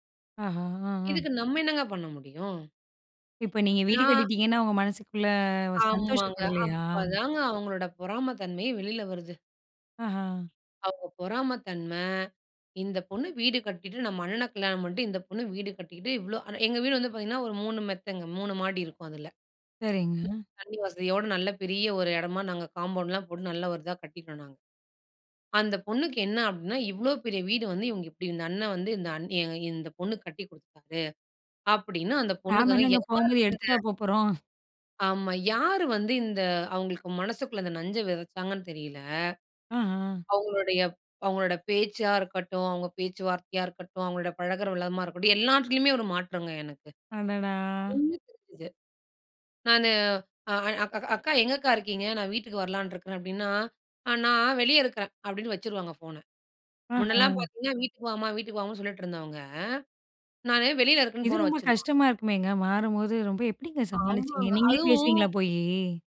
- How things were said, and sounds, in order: drawn out: "மனசுக்குள்ள"; other background noise; "விதமா" said as "விலமா"; unintelligible speech
- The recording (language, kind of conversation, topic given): Tamil, podcast, உறவுகளில் மாற்றங்கள் ஏற்படும் போது நீங்கள் அதை எப்படிச் சமாளிக்கிறீர்கள்?